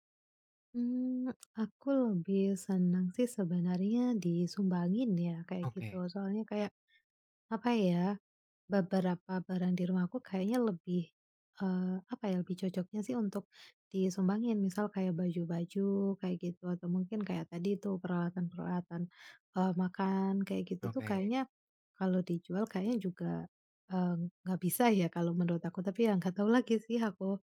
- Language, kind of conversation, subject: Indonesian, advice, Bagaimana cara menentukan barang mana yang perlu disimpan dan mana yang sebaiknya dibuang di rumah?
- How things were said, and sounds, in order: tapping